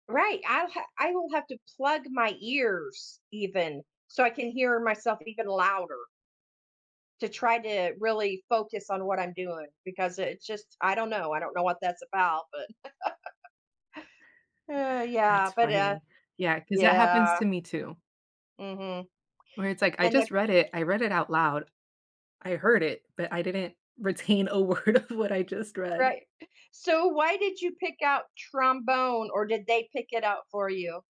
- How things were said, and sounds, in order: chuckle; other noise; laughing while speaking: "word of"; other background noise
- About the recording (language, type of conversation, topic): English, unstructured, What was your favorite class in school?